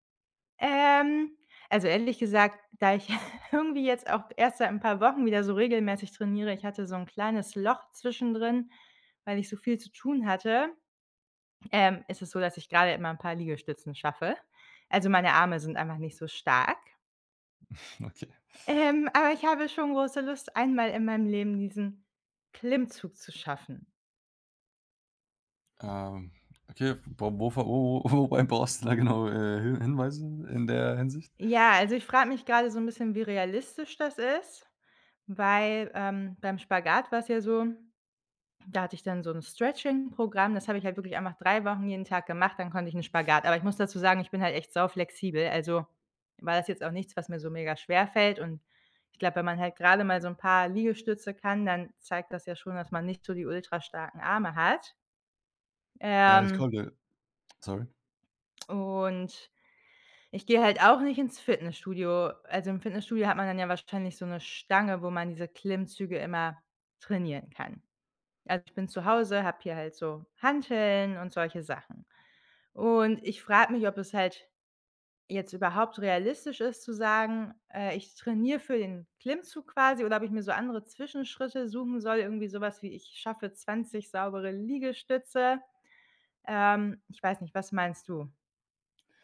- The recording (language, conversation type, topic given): German, advice, Wie kann ich passende Trainingsziele und einen Trainingsplan auswählen, wenn ich unsicher bin?
- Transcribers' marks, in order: chuckle; chuckle; joyful: "ähm, aber ich habe schon große Lust, einmal in meinem Leben"; stressed: "Klimmzug"; laughing while speaking: "wobei brauchst du da genau"